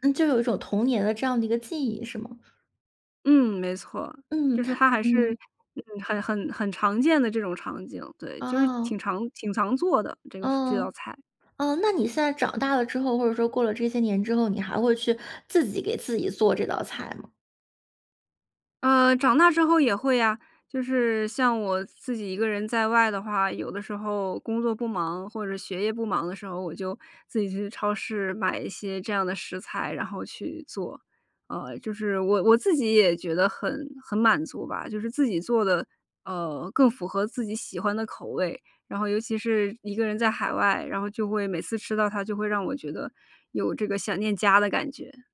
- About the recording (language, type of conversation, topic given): Chinese, podcast, 哪道菜最能代表你家乡的味道？
- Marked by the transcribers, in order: inhale